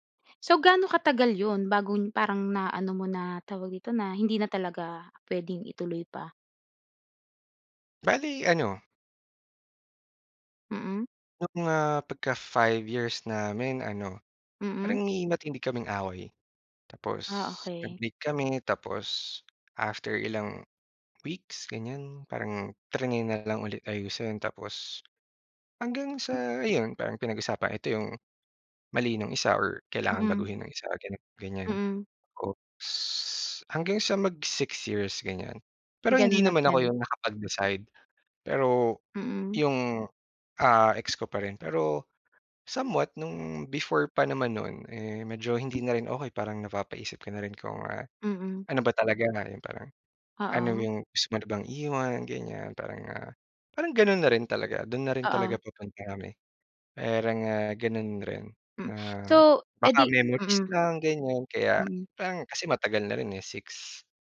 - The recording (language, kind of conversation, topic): Filipino, podcast, Paano ka nagpapasya kung iiwan mo o itutuloy ang isang relasyon?
- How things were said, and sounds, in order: other background noise